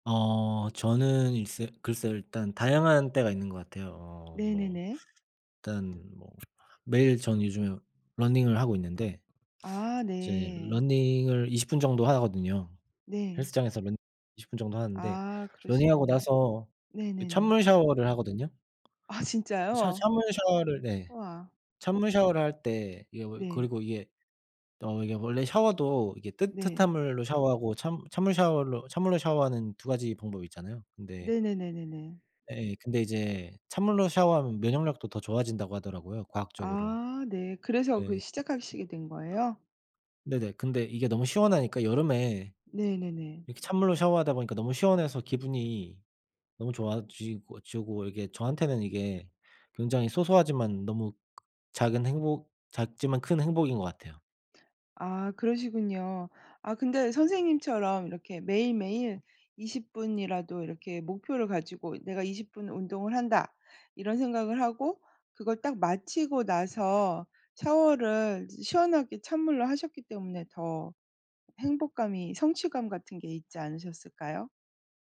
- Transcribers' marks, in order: tapping; other background noise
- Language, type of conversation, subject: Korean, unstructured, 일상에서 작은 행복을 느끼는 순간은 언제인가요?